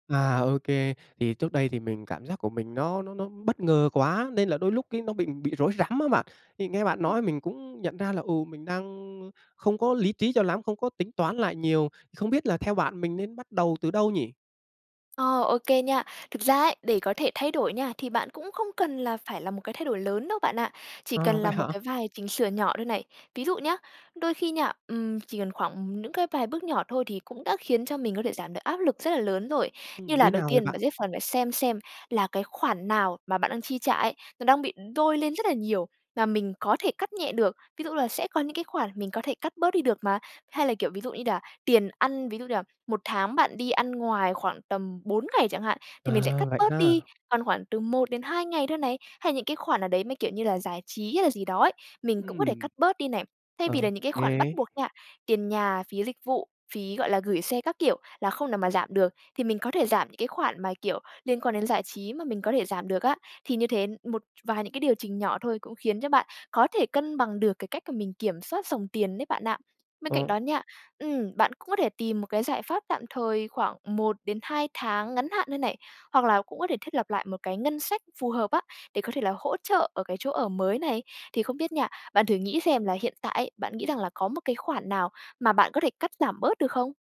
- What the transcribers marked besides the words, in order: tapping
- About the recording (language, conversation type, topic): Vietnamese, advice, Làm sao để đối phó với việc chi phí sinh hoạt tăng vọt sau khi chuyển nhà?